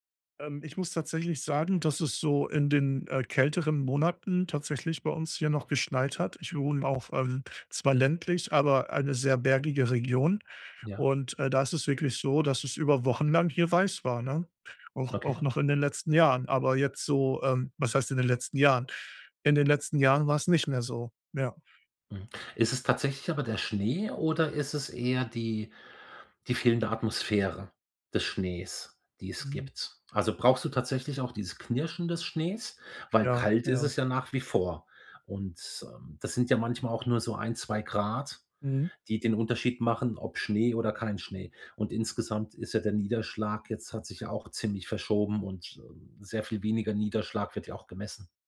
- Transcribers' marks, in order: none
- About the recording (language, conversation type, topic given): German, advice, Wie kann ich mich an ein neues Klima und Wetter gewöhnen?
- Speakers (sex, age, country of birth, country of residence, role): male, 35-39, Germany, Germany, user; male, 55-59, Germany, Germany, advisor